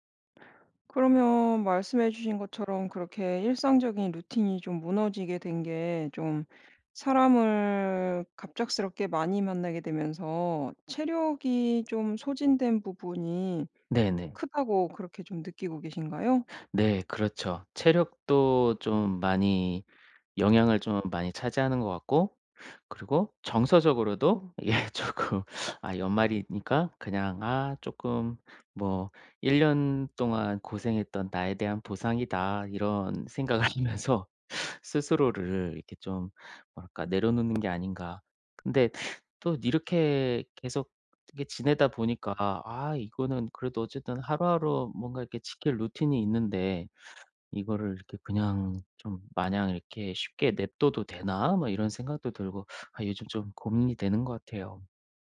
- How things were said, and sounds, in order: other background noise; laughing while speaking: "이게 쪼끔"; laughing while speaking: "생각을 하면서"; tapping
- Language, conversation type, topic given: Korean, advice, 일상 루틴을 꾸준히 유지하려면 무엇부터 시작하는 것이 좋을까요?